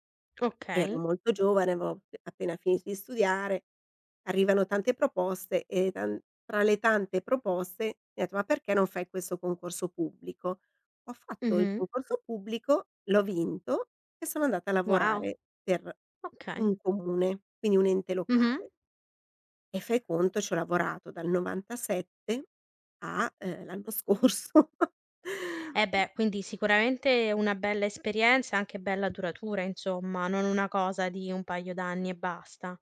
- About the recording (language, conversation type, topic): Italian, podcast, Come hai capito che dovevi cambiare carriera?
- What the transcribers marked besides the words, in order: laughing while speaking: "scorso"; other background noise